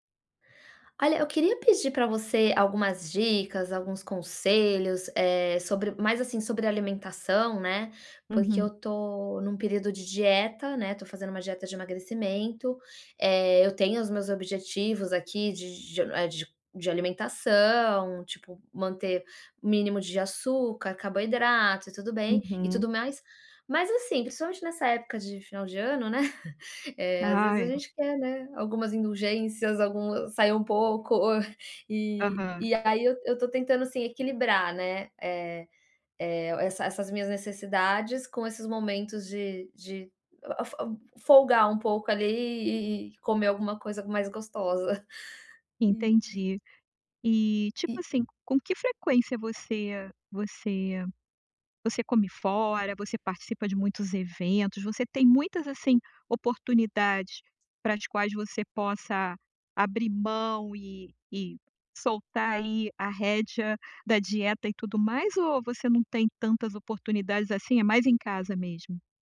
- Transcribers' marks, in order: chuckle; tapping; breath
- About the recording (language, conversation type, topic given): Portuguese, advice, Como posso equilibrar indulgências com minhas metas nutricionais ao comer fora?